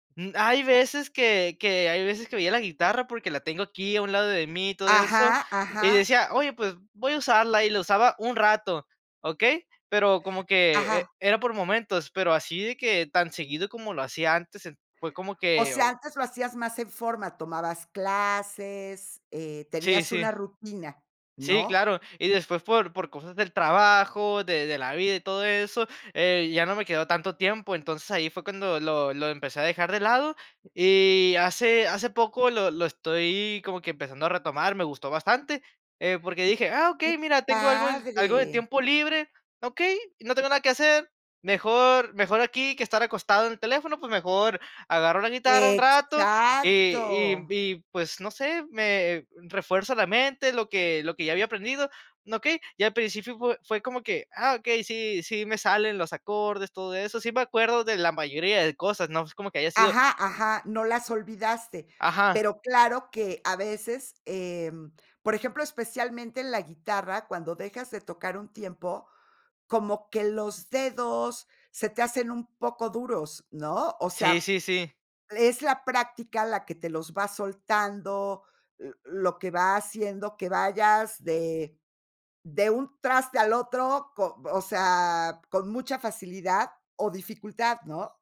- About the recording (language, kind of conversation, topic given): Spanish, podcast, ¿Cómo fue retomar un pasatiempo que habías dejado?
- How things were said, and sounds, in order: none